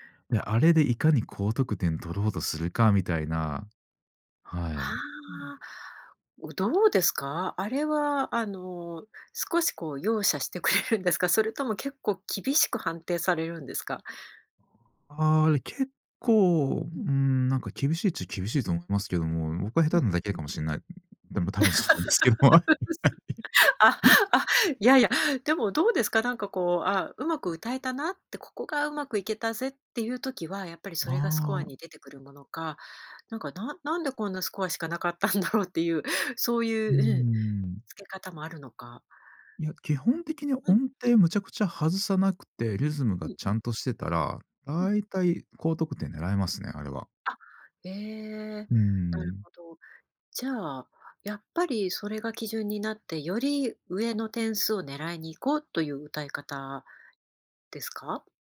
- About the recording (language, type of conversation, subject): Japanese, podcast, カラオケで歌う楽しさはどこにあるのでしょうか？
- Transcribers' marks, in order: other background noise; laughing while speaking: "くれるんですか？"; laugh; laughing while speaking: "あ、あ、やや"; laughing while speaking: "そうなんですけども、あ、い、はい"; other noise; tapping